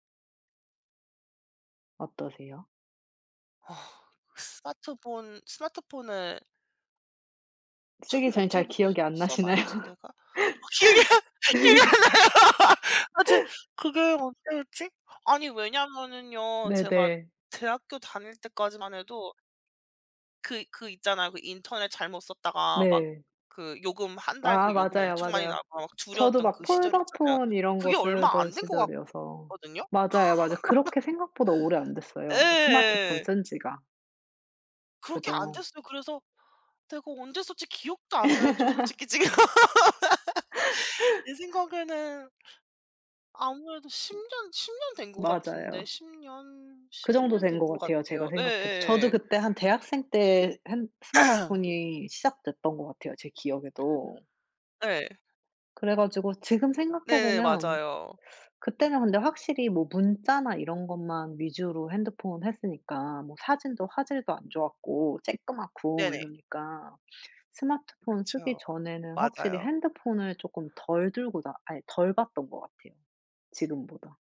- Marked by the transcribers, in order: other background noise; laughing while speaking: "확실히 기억이 안 나요"; laughing while speaking: "안 나시나요?"; laugh; tapping; laugh; laugh; laugh; laughing while speaking: "지금"; laugh; throat clearing
- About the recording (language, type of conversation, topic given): Korean, unstructured, 스마트폰이 당신의 하루를 어떻게 바꾸었나요?